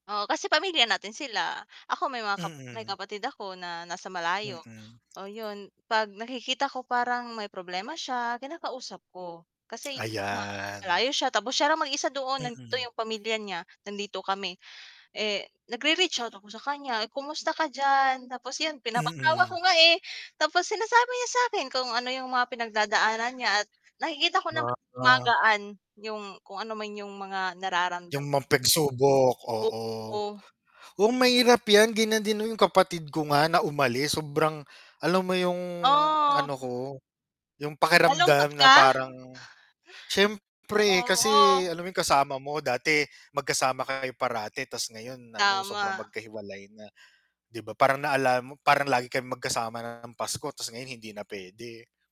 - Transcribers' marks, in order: tapping; tongue click; unintelligible speech; distorted speech; other background noise
- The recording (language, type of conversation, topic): Filipino, unstructured, Paano mo ipinapakita ang suporta mo sa mga mahal mo sa buhay?